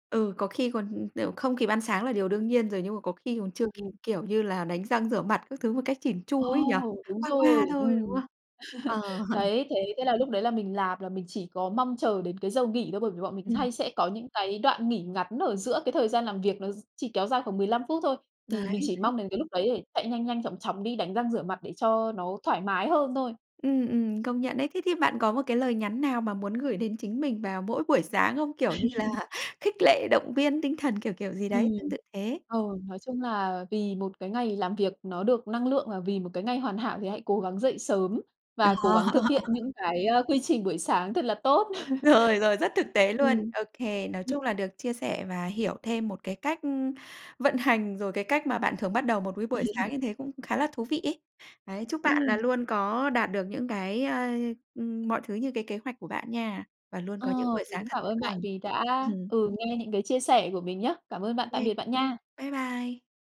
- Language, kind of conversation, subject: Vietnamese, podcast, Buổi sáng của bạn thường bắt đầu như thế nào?
- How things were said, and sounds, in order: tapping; chuckle; chuckle; chuckle; laughing while speaking: "như là"; laughing while speaking: "Đó"; laugh; laughing while speaking: "Rồi"; chuckle; chuckle; laughing while speaking: "Ừm"